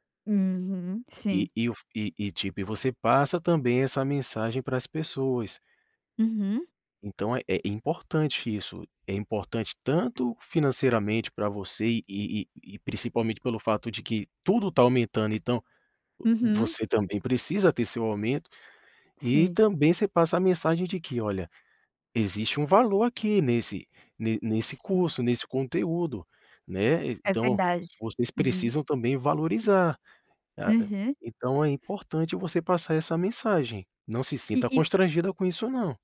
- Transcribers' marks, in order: tapping; other background noise
- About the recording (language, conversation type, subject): Portuguese, advice, Como posso pedir um aumento de salário?